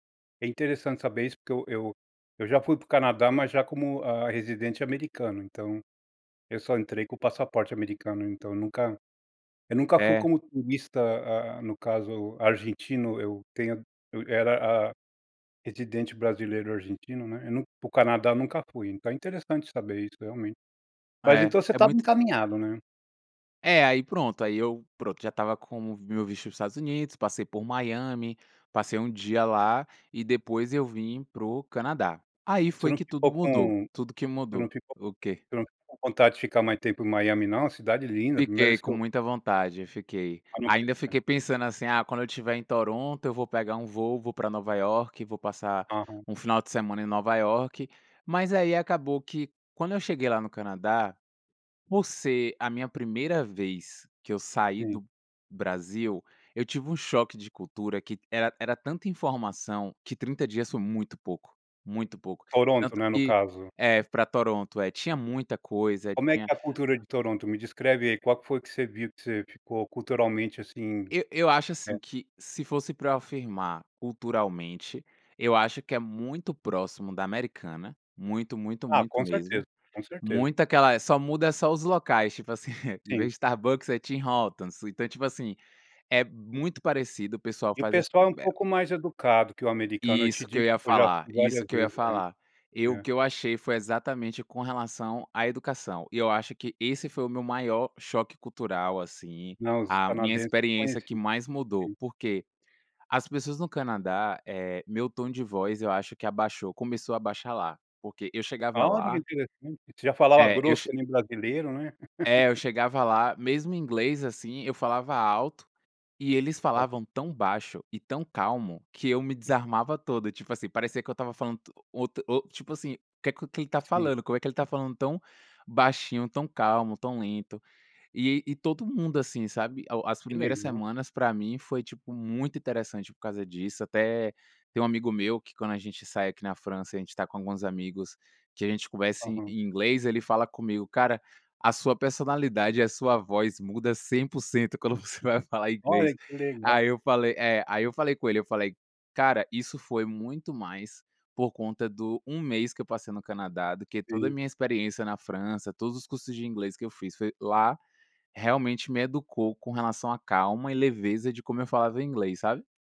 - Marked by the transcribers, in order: tapping; unintelligible speech; other background noise; chuckle; unintelligible speech; laugh; laughing while speaking: "quando você"
- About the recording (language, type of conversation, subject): Portuguese, podcast, Como uma experiência de viagem mudou a sua forma de ver outra cultura?